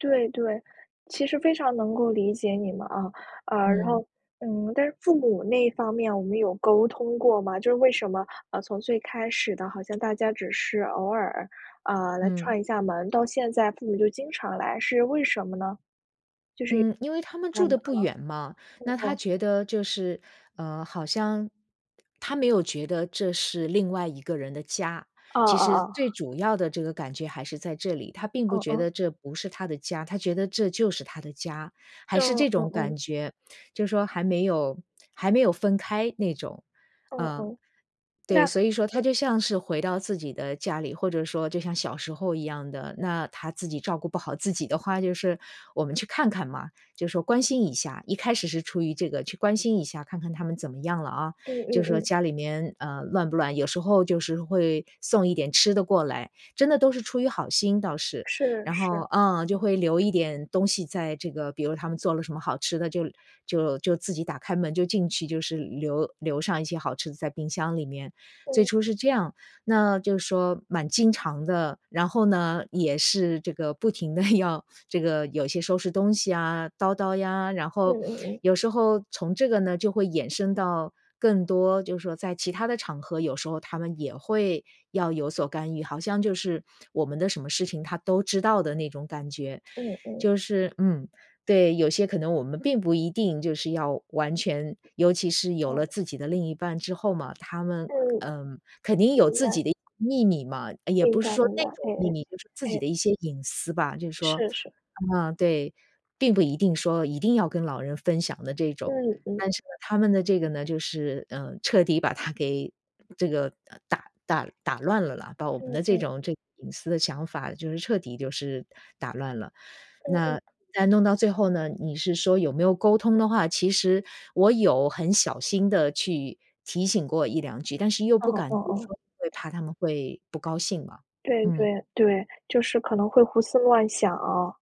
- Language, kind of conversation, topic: Chinese, advice, 我该怎么和家人谈清界限又不伤感情？
- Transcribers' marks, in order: tapping; other background noise; laughing while speaking: "要"; other noise